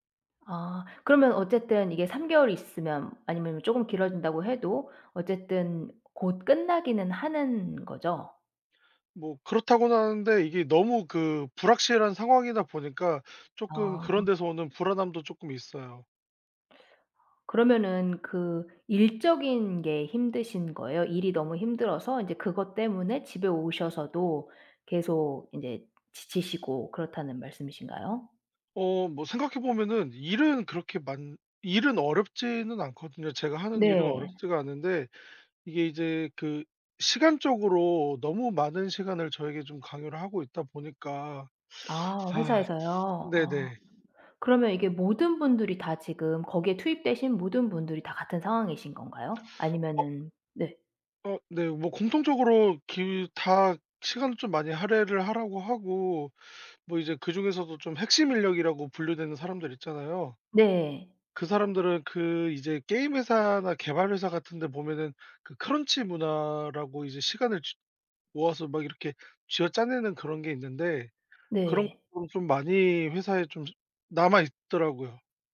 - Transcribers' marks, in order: tapping; teeth sucking; teeth sucking; other background noise
- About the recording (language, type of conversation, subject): Korean, advice, 회사와 가정 사이에서 균형을 맞추기 어렵다고 느끼는 이유는 무엇인가요?